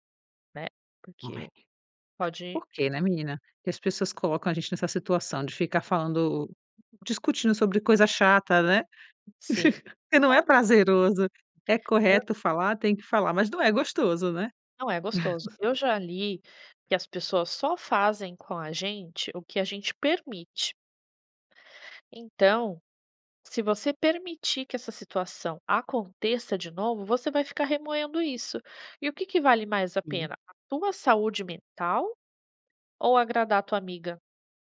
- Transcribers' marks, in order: other background noise; laugh; laugh
- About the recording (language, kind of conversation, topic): Portuguese, advice, Como lidar com um conflito com um amigo que ignorou meus limites?